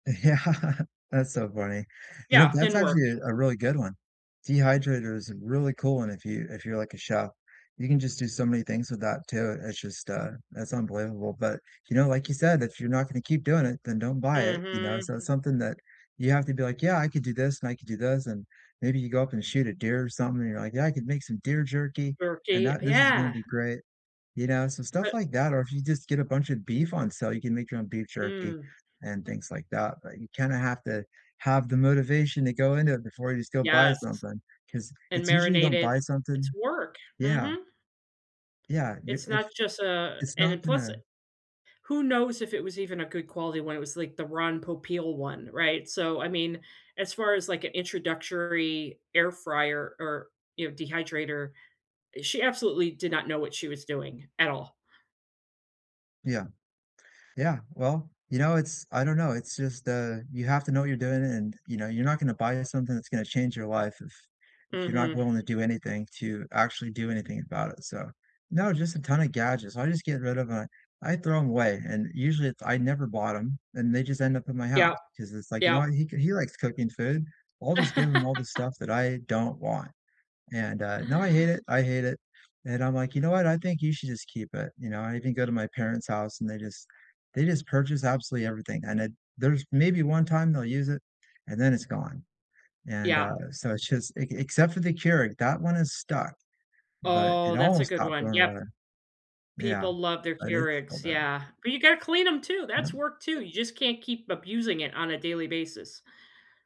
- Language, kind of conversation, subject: English, unstructured, What clever storage hacks have helped you make a small apartment or tiny house feel bigger?
- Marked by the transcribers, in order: laughing while speaking: "Yeah"; tapping; laugh